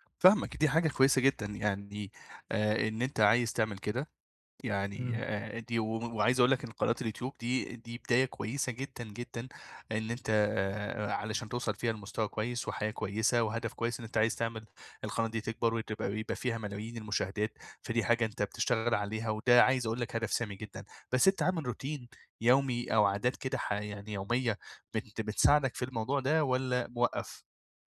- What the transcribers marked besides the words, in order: other noise; tapping; in English: "روتين"
- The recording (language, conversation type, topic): Arabic, advice, إزاي أفضل متحفّز وأحافظ على الاستمرارية في أهدافي اليومية؟